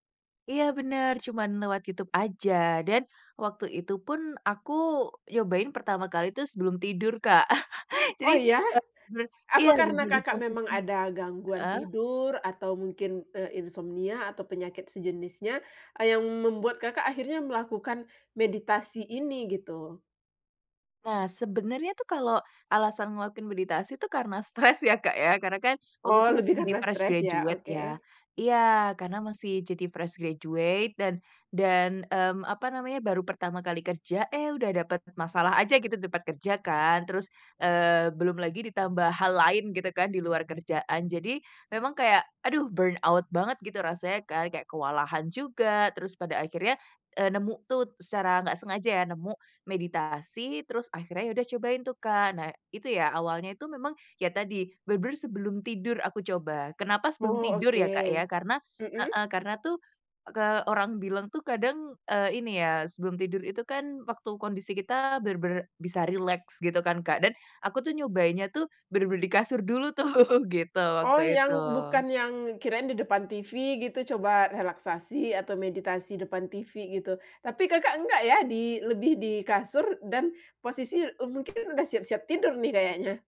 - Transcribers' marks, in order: laughing while speaking: "Kak"; laugh; laughing while speaking: "stress ya, Kak, ya"; in English: "fresh graduate"; in English: "fresh graduate"; in English: "burn out"; laughing while speaking: "tuh"; other background noise
- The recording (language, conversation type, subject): Indonesian, podcast, Bagaimana pengalaman pertamamu saat mencoba meditasi, dan seperti apa rasanya?